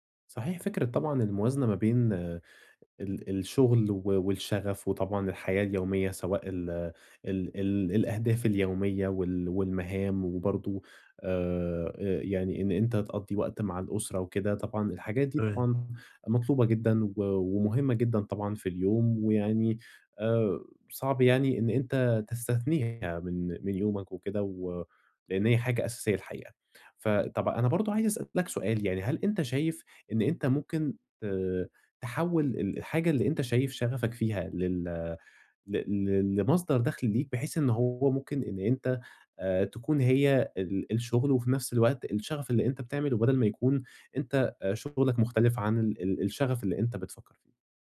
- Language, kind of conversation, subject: Arabic, advice, إزاي أوازن بين شغفي وهواياتي وبين متطلبات حياتي اليومية؟
- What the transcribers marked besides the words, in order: none